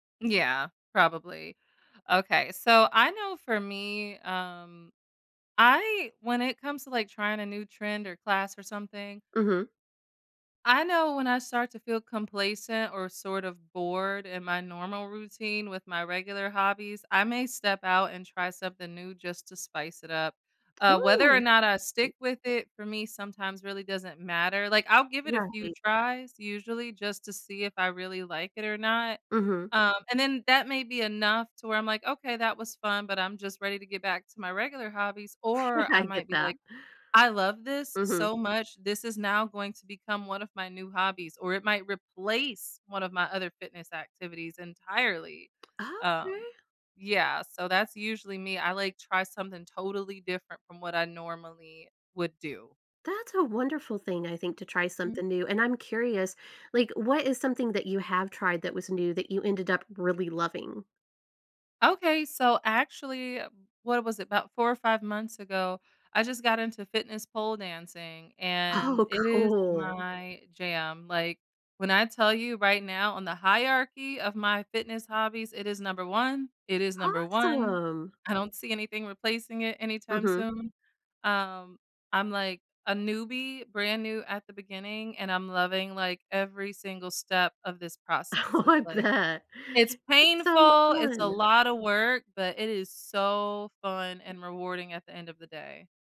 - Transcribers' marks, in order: tapping; other background noise; chuckle; laughing while speaking: "I get that"; stressed: "replace"; laughing while speaking: "Oh"; laughing while speaking: "I want that"
- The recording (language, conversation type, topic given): English, unstructured, How do I decide to try a new trend, class, or gadget?